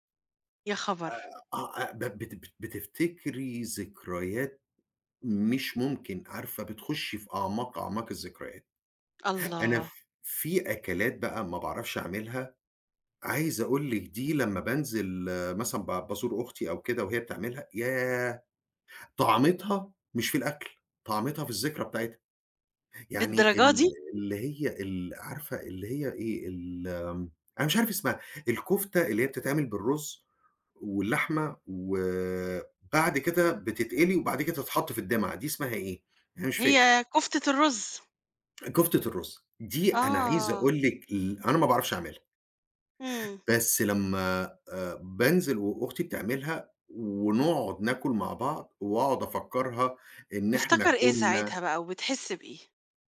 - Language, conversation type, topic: Arabic, podcast, إيه الأكلة التقليدية اللي بتفكّرك بذكرياتك؟
- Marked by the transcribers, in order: none